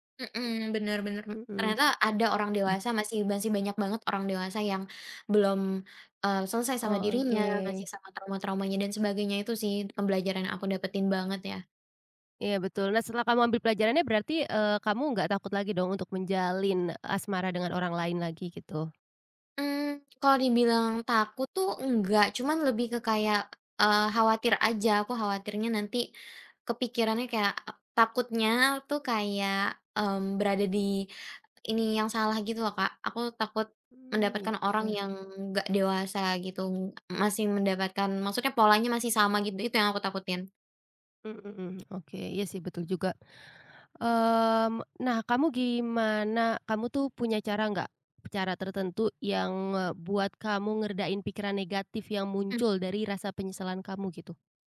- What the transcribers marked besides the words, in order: none
- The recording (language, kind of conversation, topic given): Indonesian, podcast, Apa yang biasanya kamu lakukan terlebih dahulu saat kamu sangat menyesal?